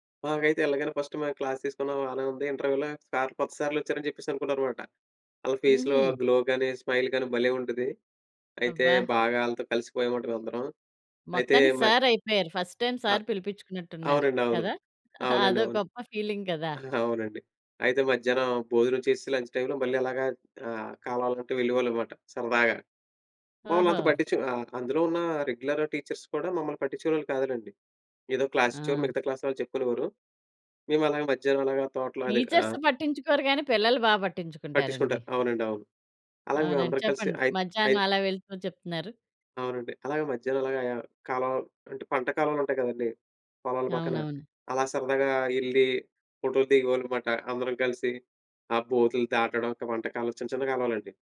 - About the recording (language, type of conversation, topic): Telugu, podcast, పాఠశాల రోజుల్లో మీకు ఇప్పటికీ ఆనందంగా గుర్తుండిపోయే ఒక నేర్చుకున్న అనుభవాన్ని చెప్పగలరా?
- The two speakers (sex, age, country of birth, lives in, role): female, 45-49, India, India, host; male, 30-34, India, India, guest
- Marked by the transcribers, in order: in English: "ఫస్ట్"; in English: "క్లాస్"; in English: "ఇంటర్వ్యూలో"; in English: "ఫేస్‌లో గ్లో"; in English: "స్మైల్"; in English: "ఫస్ట్ టైమ్"; giggle; in English: "ఫీలింగ్"; in English: "లంచ్"; in English: "రెగ్యులర్ టీచర్స్"; in English: "క్లాస్"; in English: "టీచర్స్"; "బోటులు" said as "పోతులు"